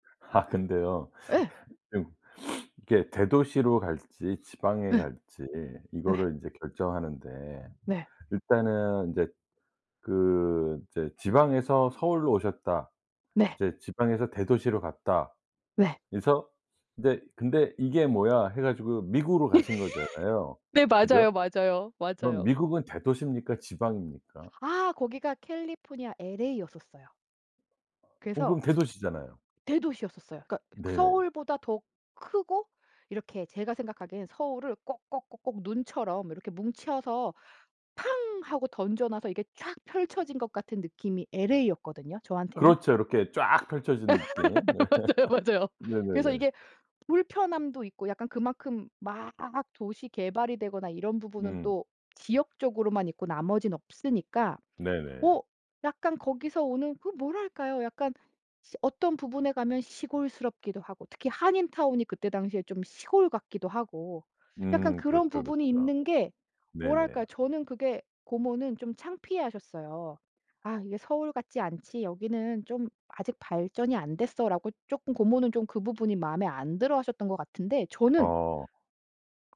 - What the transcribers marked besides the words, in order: laugh; sniff; laugh; other background noise; laugh; laughing while speaking: "맞아요, 맞아요"; laugh; tapping
- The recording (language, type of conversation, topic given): Korean, podcast, 대도시로 갈지 지방에 남을지 어떻게 결정하시나요?